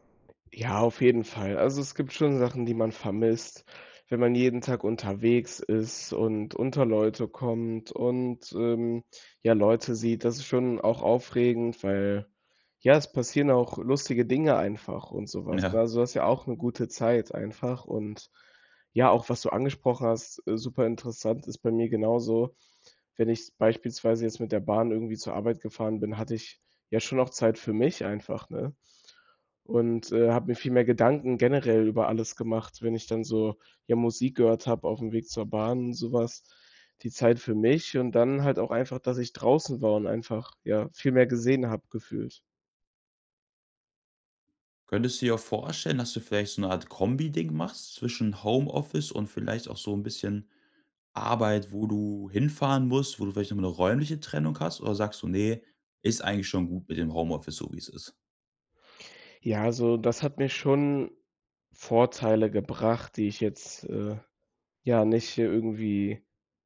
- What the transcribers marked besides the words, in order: tapping; laughing while speaking: "Ja"; other background noise
- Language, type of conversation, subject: German, podcast, Wie hat das Arbeiten im Homeoffice deinen Tagesablauf verändert?